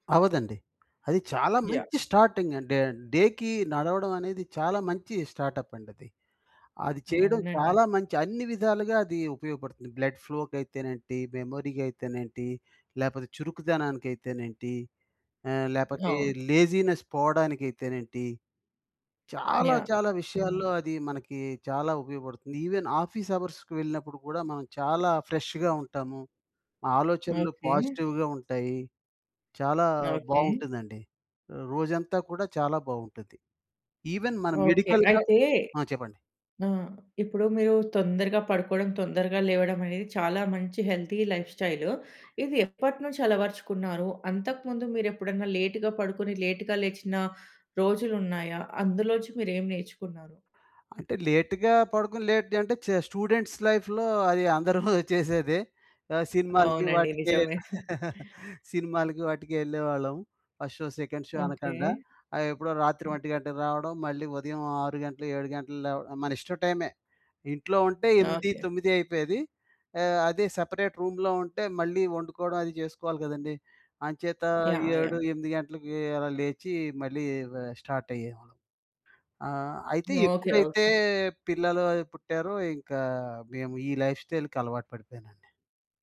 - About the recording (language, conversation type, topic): Telugu, podcast, రోజూ ఏ అలవాట్లు మానసిక ధైర్యాన్ని పెంచడంలో సహాయపడతాయి?
- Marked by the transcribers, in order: in English: "స్టార్టింగ్"; in English: "డేకి"; in English: "స్టార్టప్"; in English: "బ్లడ్ ఫ్లో"; in English: "మెమరీ"; other background noise; in English: "లేజీనెస్"; in English: "ఇవెన్ ఆఫీస్ అవర్స్‌కి"; in English: "ఫ్రెష్‌గ"; in English: "పాజిటివ్‌గ"; in English: "ఇవెన్"; in English: "మెడికల్‌గ"; in English: "హెల్తీ లైఫ్"; in English: "లేట్‌గ"; in English: "లేట్‌గ"; in English: "లేట్"; in English: "స్టూడెంట్స్ లైఫ్‌లో"; tapping; chuckle; in English: "ఫస్ట్ షో ,సెకండ్ షో"; in English: "టైమే"; in English: "సపరేట్ రూమ్‌లో"; in English: "స్టార్ట్"; in English: "లైఫ్ స్టైల్‌కి"